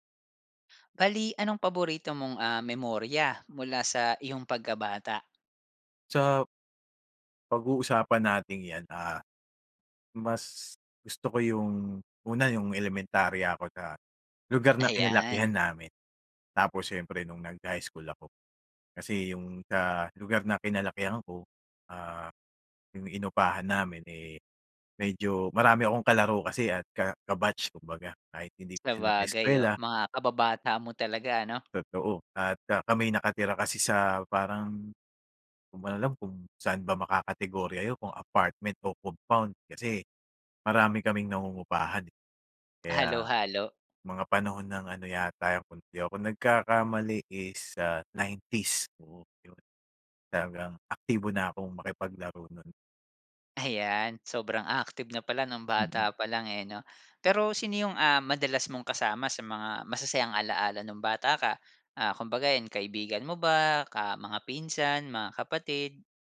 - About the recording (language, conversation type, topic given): Filipino, podcast, Ano ang paborito mong alaala noong bata ka pa?
- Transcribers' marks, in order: tapping